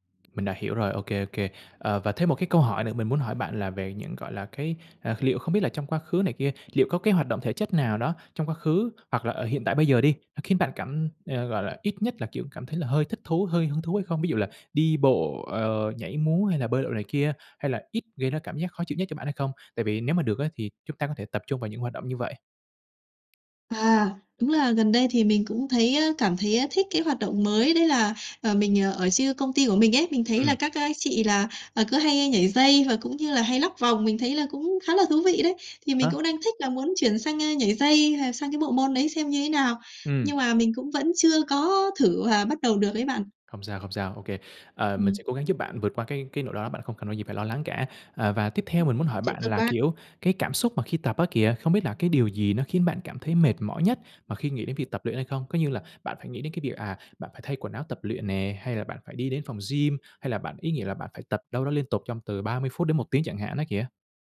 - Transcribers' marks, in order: tapping
- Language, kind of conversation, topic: Vietnamese, advice, Làm sao để có động lực bắt đầu tập thể dục hằng ngày?